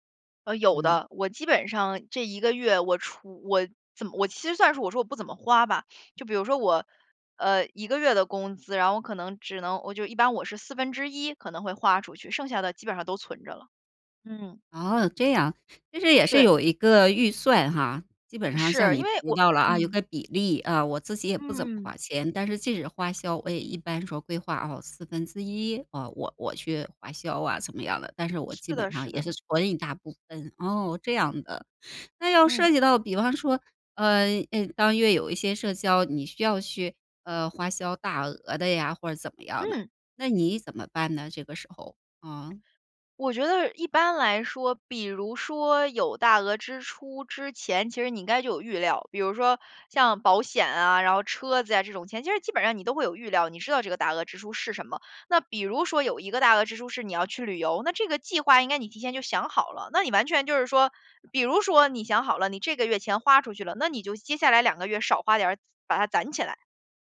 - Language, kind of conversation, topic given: Chinese, podcast, 你会如何权衡存钱和即时消费？
- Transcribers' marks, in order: other noise; other background noise